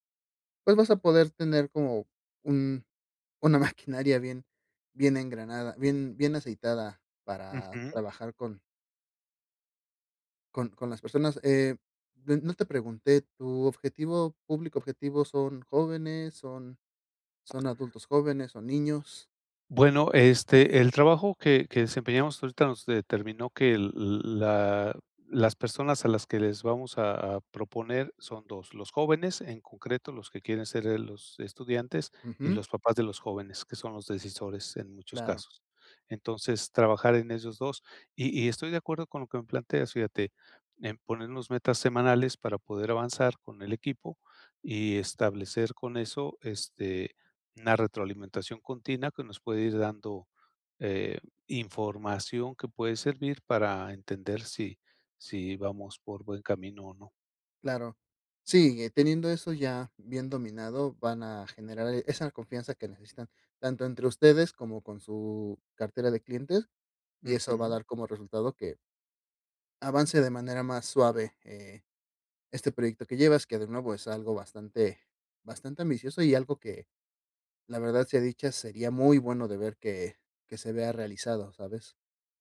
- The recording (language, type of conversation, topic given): Spanish, advice, ¿Cómo puedo formar y liderar un equipo pequeño para lanzar mi startup con éxito?
- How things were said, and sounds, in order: laughing while speaking: "una maquinaria"; other background noise